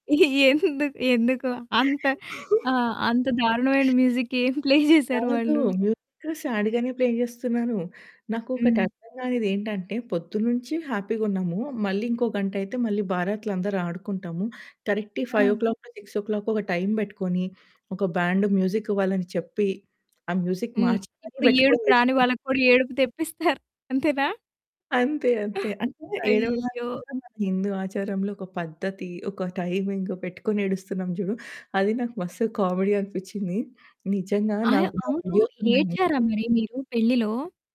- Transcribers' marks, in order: laughing while speaking: "ఎందుకు? ఎందుకు? అంత ఆహ్, అంత దారుణమైన మ్యూజిక్ ఏం ప్లే జేశారు వాళ్ళు?"; chuckle; in English: "మ్యూజిక్"; in English: "ప్లే"; in English: "మ్యూజిక్ సాడ్‌గానే ప్లే"; distorted speech; in English: "హ్యాపీగా"; in English: "కరెక్ట్ ఫైవ్"; in English: "సిక్స్"; in English: "టైమ్"; in English: "బ్యాండ్ మ్యూజిక్"; in English: "మ్యూజిక్"; laughing while speaking: "ఇప్పుడు ఏడుపు రాని వాళ్ళకి కూడా ఏడుపు తెప్పిస్తారు"; giggle; in English: "టైమింగ్"; in English: "కామెడీ"; in English: "వీడియోస్"
- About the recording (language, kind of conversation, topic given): Telugu, podcast, పెళ్లి వేడుకల్లో మీ ఇంటి రివాజులు ఏమిటి?